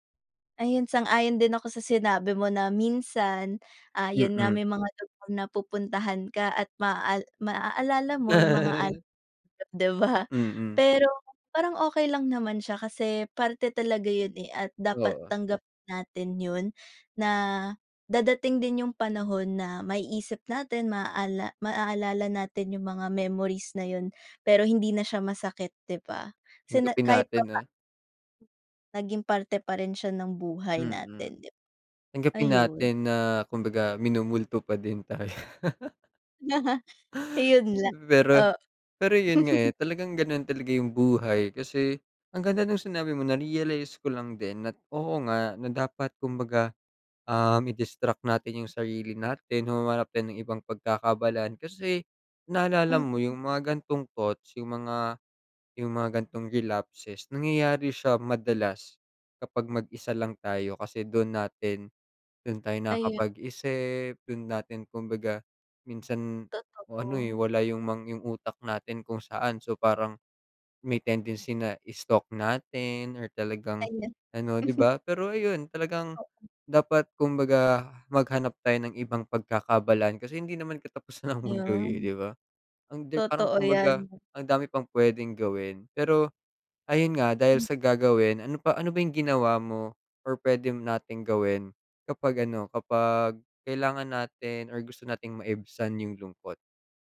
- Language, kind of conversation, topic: Filipino, unstructured, Paano mo tinutulungan ang iyong sarili na makapagpatuloy sa kabila ng sakit?
- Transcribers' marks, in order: chuckle; chuckle; tapping